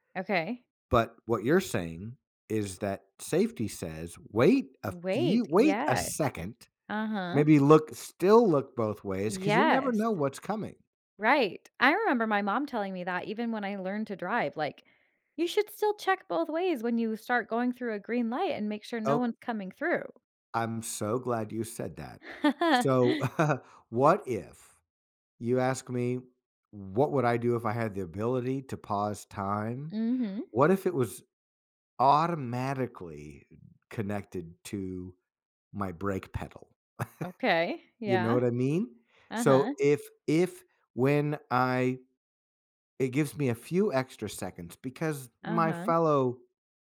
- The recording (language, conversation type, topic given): English, unstructured, What would you do if you could pause time for everyone except yourself?
- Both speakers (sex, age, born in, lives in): female, 35-39, United States, United States; male, 50-54, United States, United States
- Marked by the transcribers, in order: laugh; chuckle; chuckle